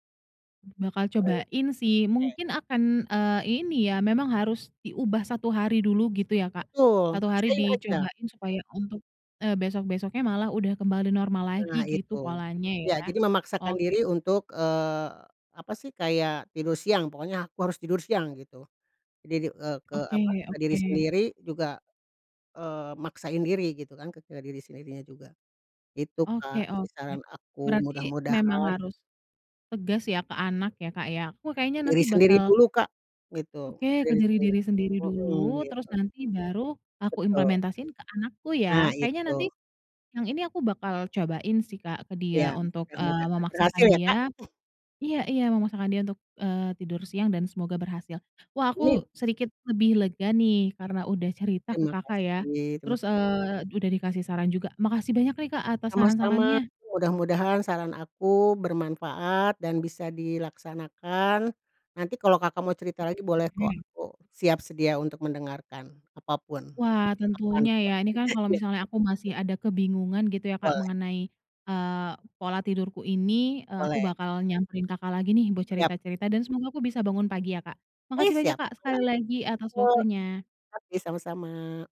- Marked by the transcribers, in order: chuckle; unintelligible speech
- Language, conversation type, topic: Indonesian, advice, Kenapa saya sulit bangun pagi untuk menjalani rutinitas sehat dan berangkat kerja?